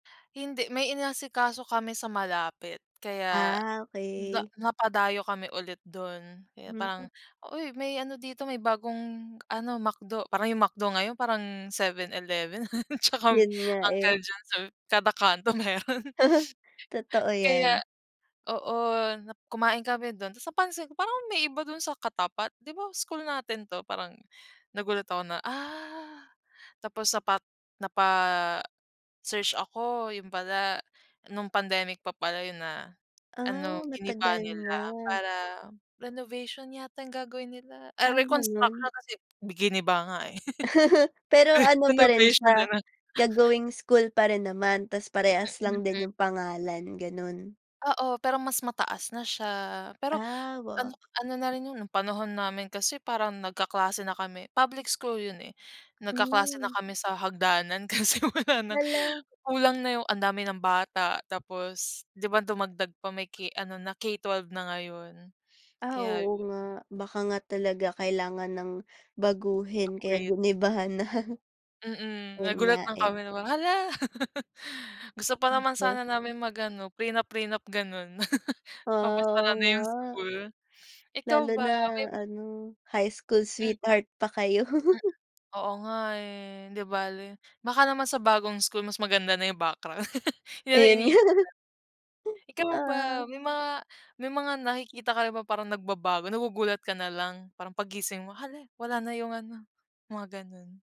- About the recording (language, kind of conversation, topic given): Filipino, unstructured, Ano ang mga pagbabagong nagulat ka sa lugar ninyo?
- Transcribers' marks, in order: laughing while speaking: "7/11"; other background noise; chuckle; laughing while speaking: "meron"; laugh; laughing while speaking: "kasi wala nang"; laughing while speaking: "na"; laugh; laugh; laughing while speaking: "kayo"; laugh; laughing while speaking: "nga"